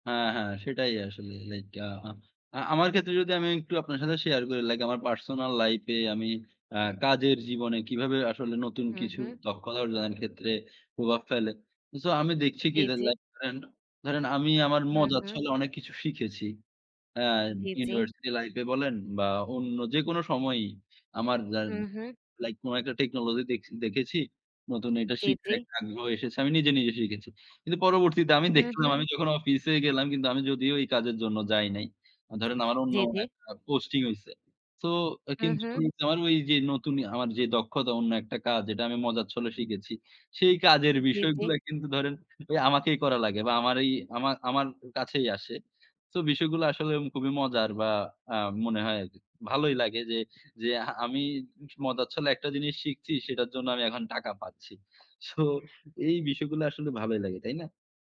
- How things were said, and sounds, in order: none
- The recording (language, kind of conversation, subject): Bengali, unstructured, তোমার কি মনে হয় নতুন কোনো দক্ষতা শেখা মজার, আর কেন?